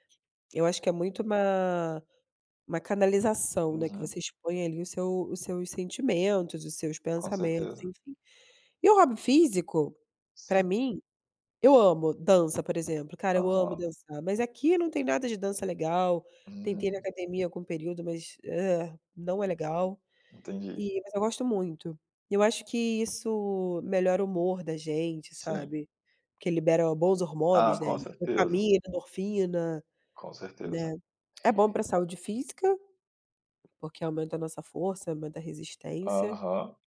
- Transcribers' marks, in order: other background noise; other noise
- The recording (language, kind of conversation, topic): Portuguese, unstructured, O que você considera ao escolher um novo hobby?